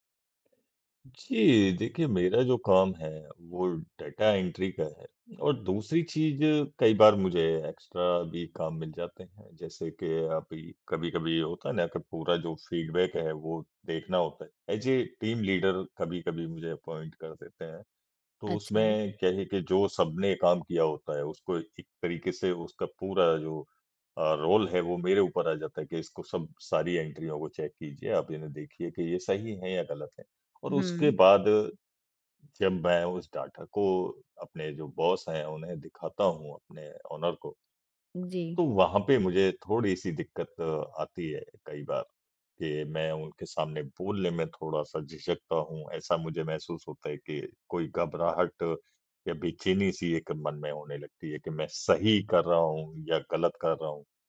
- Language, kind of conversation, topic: Hindi, advice, प्रेज़ेंटेशन या मीटिंग से पहले आपको इतनी घबराहट और आत्मविश्वास की कमी क्यों महसूस होती है?
- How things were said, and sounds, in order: in English: "डेटा एंट्री"; in English: "एक्स्ट्रा"; in English: "फीडबैक"; in English: "ऐज़ ए टीम लीडर"; in English: "अपॉइंट"; in English: "रोल"; in English: "एंट्रियों"; in English: "चेक"; in English: "डेटा"; in English: "बॉस"; in English: "ओनर"